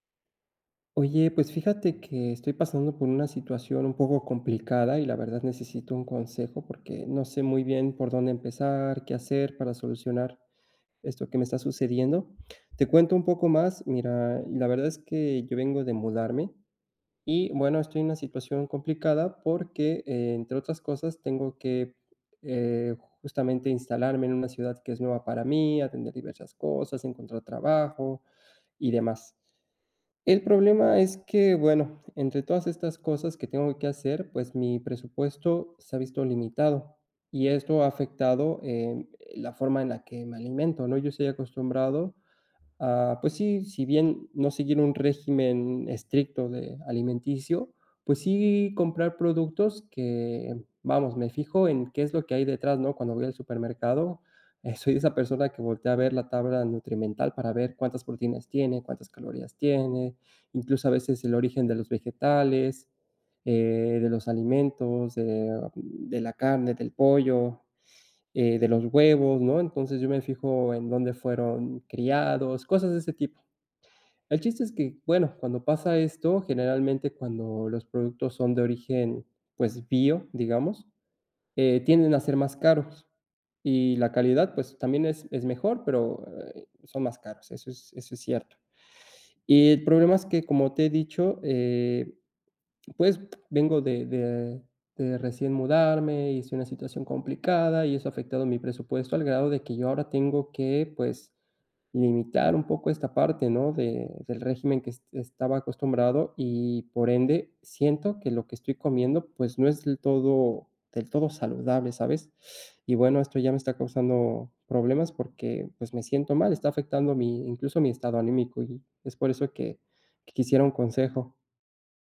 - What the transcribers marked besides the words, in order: tapping; other background noise; chuckle
- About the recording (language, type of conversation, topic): Spanish, advice, ¿Cómo puedo comer más saludable con un presupuesto limitado?